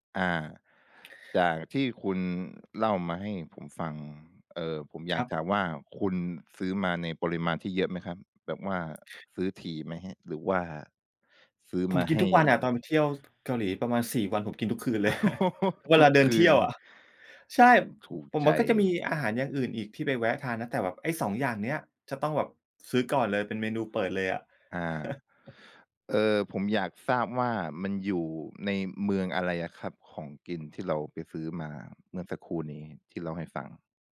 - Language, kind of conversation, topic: Thai, podcast, คุณมีอาหารริมทางที่ชอบที่สุดจากการเดินทางไหม เล่าให้ฟังหน่อย?
- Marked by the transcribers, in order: tapping; other background noise; giggle; chuckle; chuckle